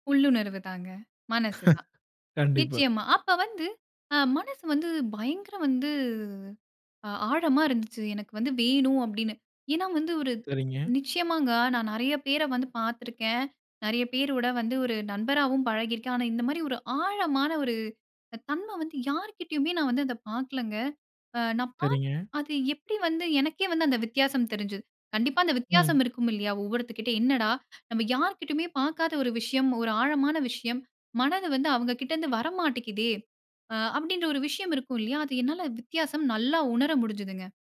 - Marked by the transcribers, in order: chuckle
- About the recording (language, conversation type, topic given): Tamil, podcast, நீங்கள் அவரை முதலில் எப்படி சந்தித்தீர்கள்?